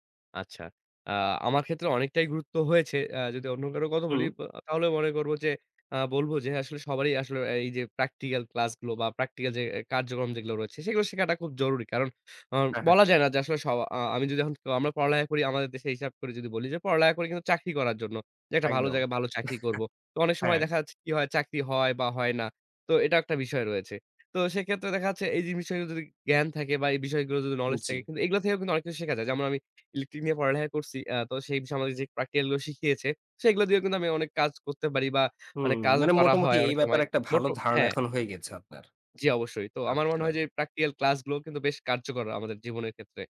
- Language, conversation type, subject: Bengali, podcast, তুমি কীভাবে শেখাকে জীবনের মজার অংশ বানিয়ে রাখো?
- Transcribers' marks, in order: in English: "practical"; in English: "practical"; chuckle; in English: "practical"; in English: "practical"